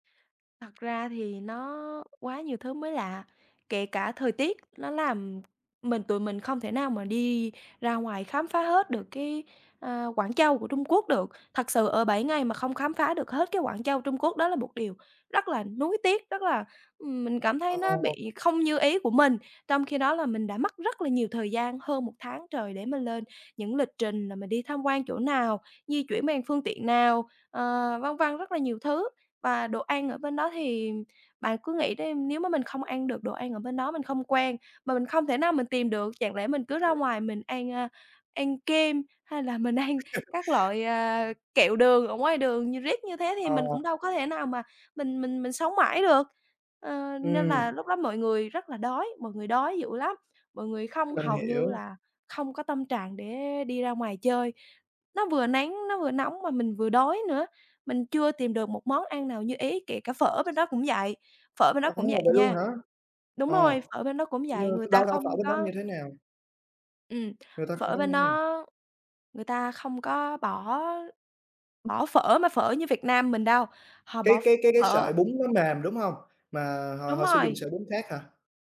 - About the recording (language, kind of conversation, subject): Vietnamese, podcast, Bạn đã từng có chuyến du lịch để đời chưa? Kể xem?
- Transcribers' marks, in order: other background noise; laugh; laughing while speaking: "mình ăn"